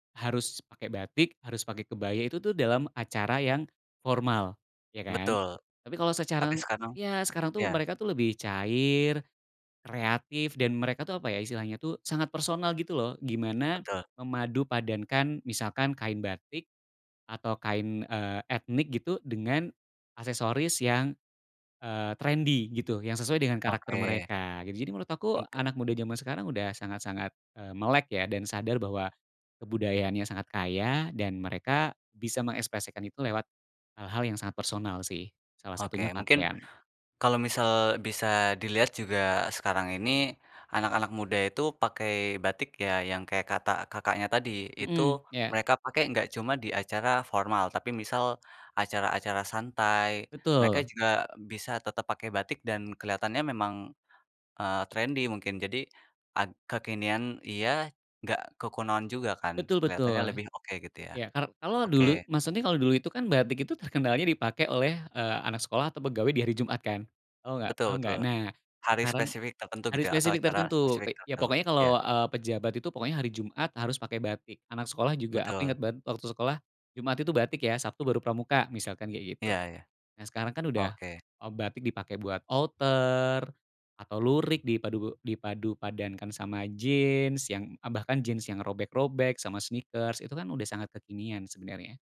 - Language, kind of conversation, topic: Indonesian, podcast, Bagaimana anak muda mengekspresikan budaya lewat pakaian saat ini?
- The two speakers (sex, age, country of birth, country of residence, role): male, 20-24, Indonesia, Indonesia, host; male, 35-39, Indonesia, Indonesia, guest
- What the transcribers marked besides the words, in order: "sekarang" said as "secarang"; tapping; in English: "outer"; in English: "sneakers"